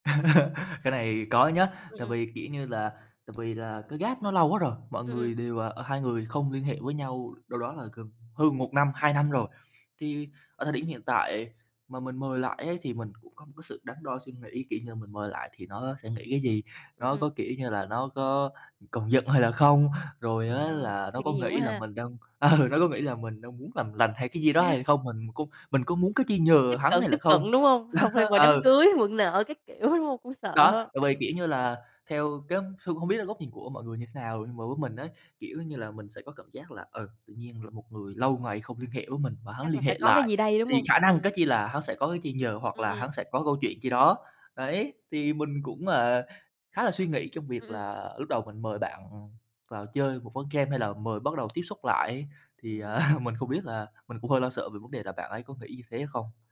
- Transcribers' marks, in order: chuckle; tapping; in English: "gap"; laughing while speaking: "ờ"; other background noise; laughing while speaking: "Đó"; laughing while speaking: "đúng hông?"; chuckle
- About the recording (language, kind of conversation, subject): Vietnamese, podcast, Làm thế nào để tái kết nối với nhau sau một mâu thuẫn kéo dài?